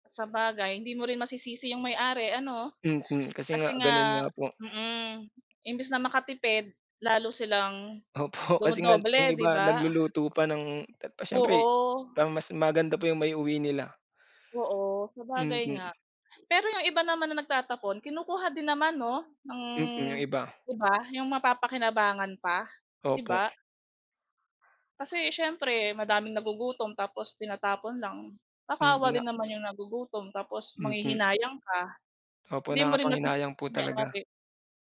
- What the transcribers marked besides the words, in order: none
- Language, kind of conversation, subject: Filipino, unstructured, Ano ang masasabi mo sa mga taong nagtatapon ng pagkain kahit may mga nagugutom?